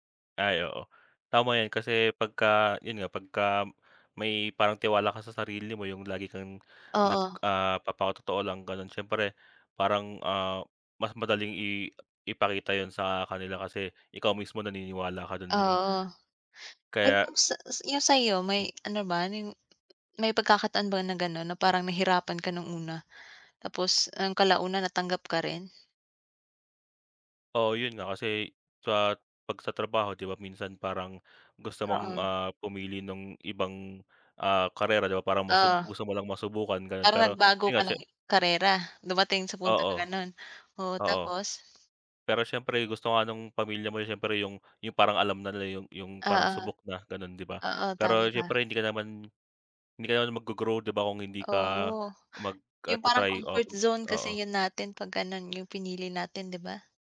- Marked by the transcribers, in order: none
- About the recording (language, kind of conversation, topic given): Filipino, unstructured, Paano mo haharapin ang takot na hindi tanggapin ng pamilya ang tunay mong sarili?